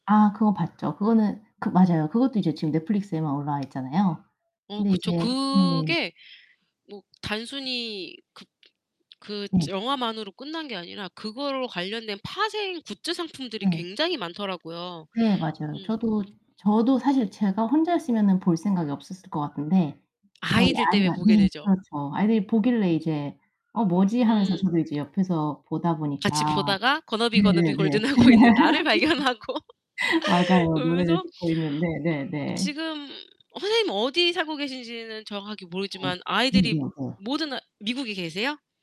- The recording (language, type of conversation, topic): Korean, podcast, 스트리밍 서비스 이용으로 소비 습관이 어떻게 달라졌나요?
- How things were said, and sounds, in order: tapping; in English: "Gonna be, gonna be golden"; laugh; laughing while speaking: "하고 있는 나를 발견하고. 그러면서"; distorted speech